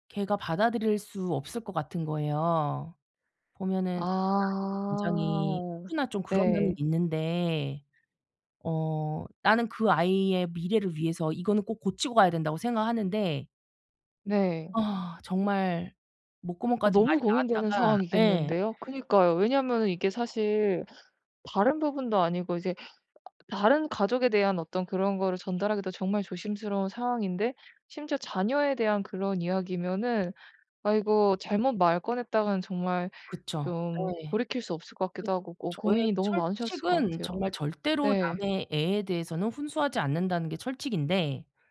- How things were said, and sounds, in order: unintelligible speech; other background noise
- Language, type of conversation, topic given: Korean, advice, 상대의 감정을 고려해 상처 주지 않으면서도 건설적인 피드백을 어떻게 하면 좋을까요?